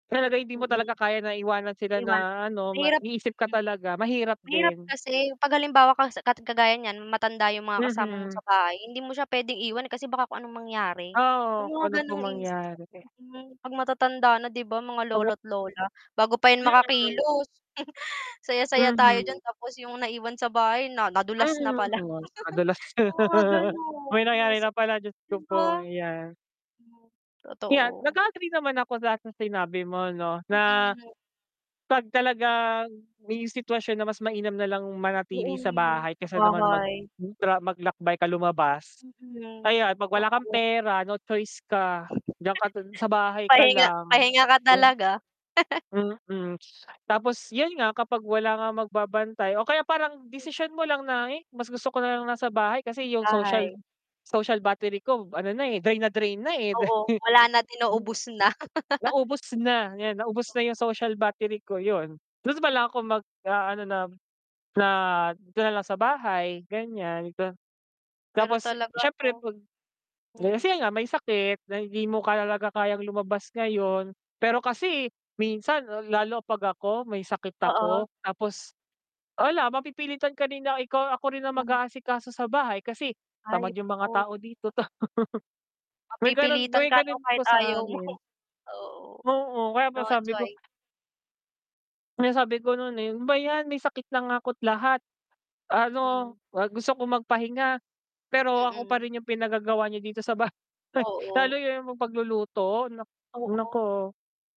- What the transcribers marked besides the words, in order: static; distorted speech; chuckle; chuckle; chuckle; chuckle; chuckle; unintelligible speech; laugh; chuckle; chuckle
- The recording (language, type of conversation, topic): Filipino, unstructured, Alin ang mas masaya: maglakbay o manatili sa bahay?